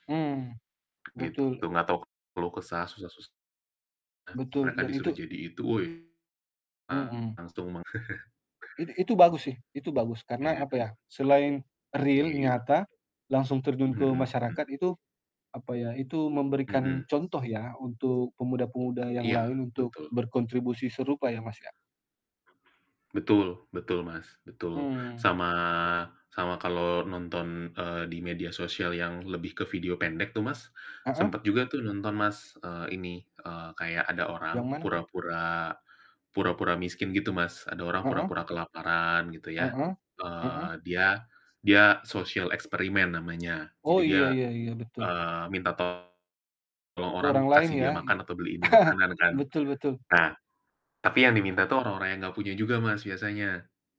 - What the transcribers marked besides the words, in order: other background noise; distorted speech; static; chuckle; tapping; in English: "real"; in English: "social experiment"; laugh
- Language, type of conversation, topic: Indonesian, unstructured, Apa peran pemuda dalam membangun komunitas yang lebih baik?